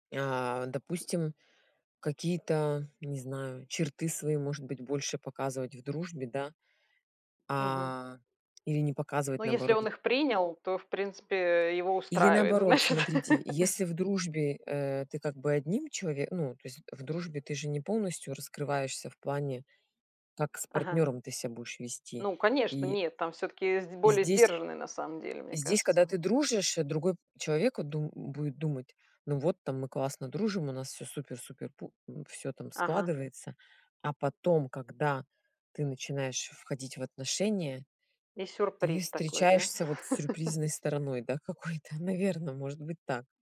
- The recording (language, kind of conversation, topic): Russian, unstructured, Как вы думаете, может ли дружба перерасти в любовь?
- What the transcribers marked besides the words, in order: tapping; other background noise; laughing while speaking: "значит"; laugh; laugh; laughing while speaking: "какой-то"